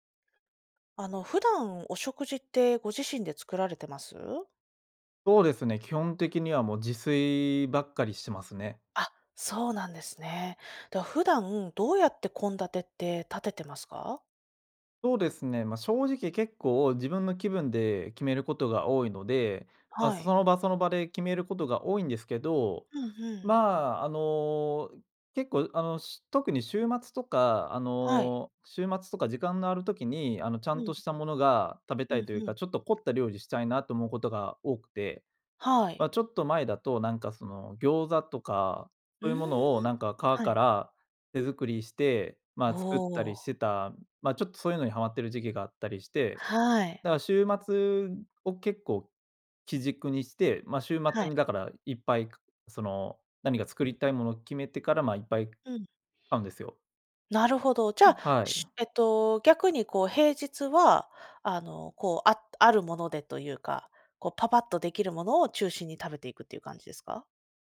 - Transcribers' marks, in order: other background noise; tapping; sniff
- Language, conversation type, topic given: Japanese, podcast, 普段、食事の献立はどのように決めていますか？